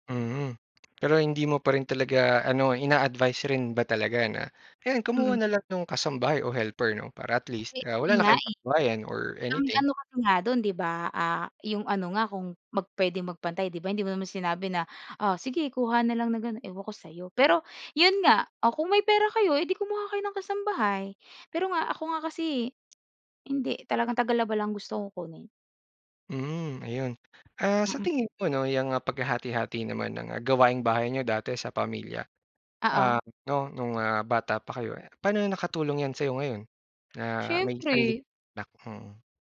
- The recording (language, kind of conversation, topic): Filipino, podcast, Paano ninyo hinahati-hati ang mga gawaing-bahay sa inyong pamilya?
- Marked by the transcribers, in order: none